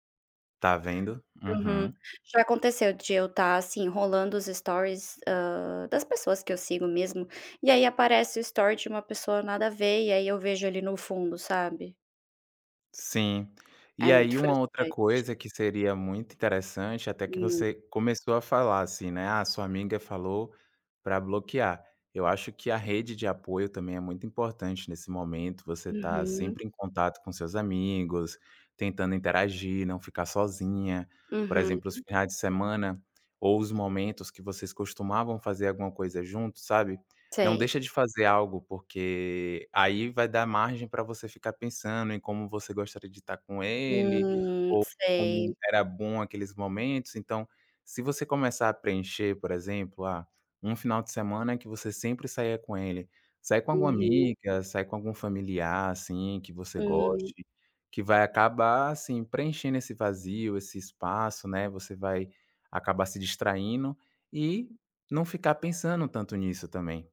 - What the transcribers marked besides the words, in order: in English: "stories"; in English: "story"; tapping
- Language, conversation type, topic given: Portuguese, advice, Como lidar com um ciúme intenso ao ver o ex com alguém novo?